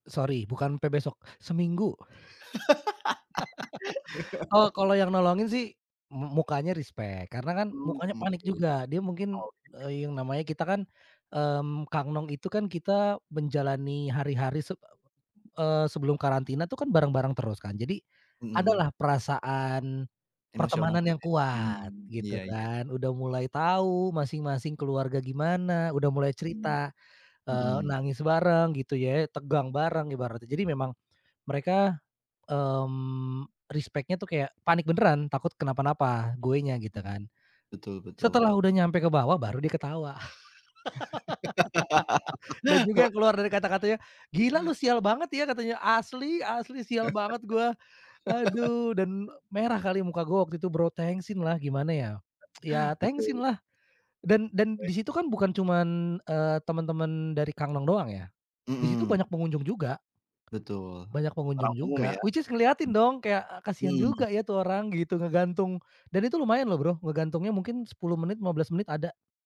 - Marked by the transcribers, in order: laugh; in English: "respect"; tapping; unintelligible speech; in English: "respect-nya"; laugh; laugh; laugh; other background noise; in English: "which is"
- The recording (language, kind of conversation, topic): Indonesian, podcast, Apa momen paling memalukan yang sekarang bisa kamu tertawakan?